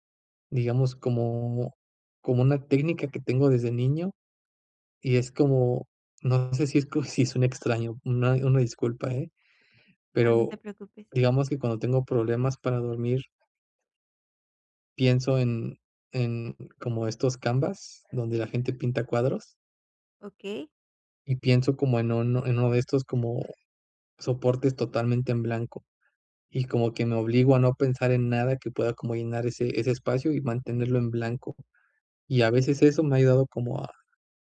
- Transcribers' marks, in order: other background noise
- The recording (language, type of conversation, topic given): Spanish, advice, ¿Cómo puedo dejar de rumiar pensamientos negativos que me impiden dormir?